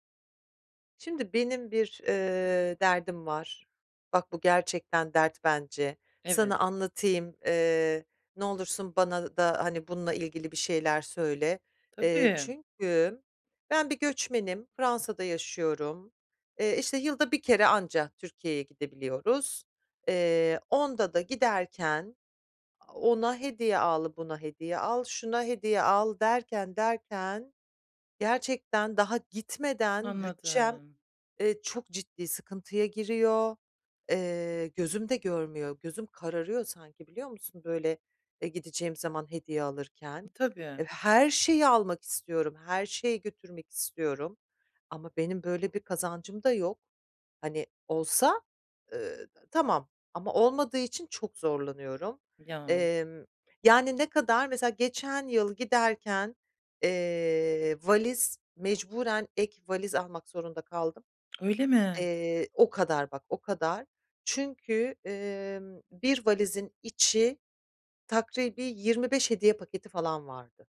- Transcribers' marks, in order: drawn out: "Anladım"; tapping
- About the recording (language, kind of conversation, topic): Turkish, advice, Sevdiklerime uygun ve özel bir hediye seçerken nereden başlamalıyım?